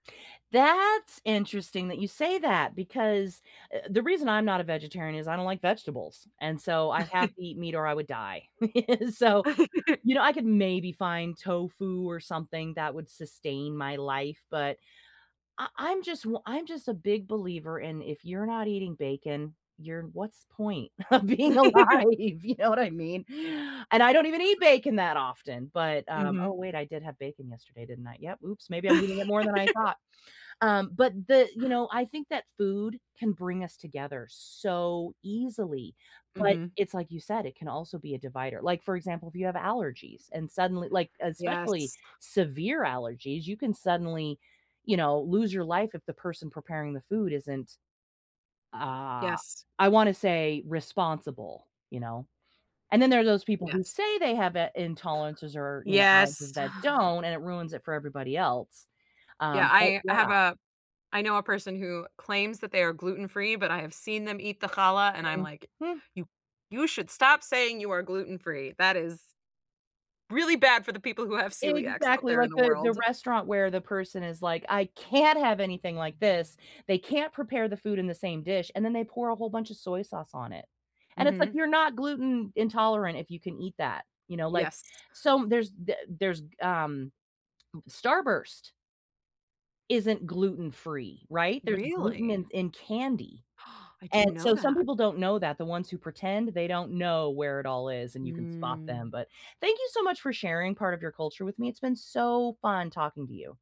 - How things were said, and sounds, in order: chuckle; laugh; chuckle; laughing while speaking: "So"; laughing while speaking: "of being alive? You know what I mean"; laugh; tapping; other background noise; laugh; sigh; gasp; drawn out: "Mm"
- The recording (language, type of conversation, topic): English, unstructured, How does food connect us to culture?
- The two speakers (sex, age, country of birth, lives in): female, 35-39, United States, United States; female, 45-49, United States, United States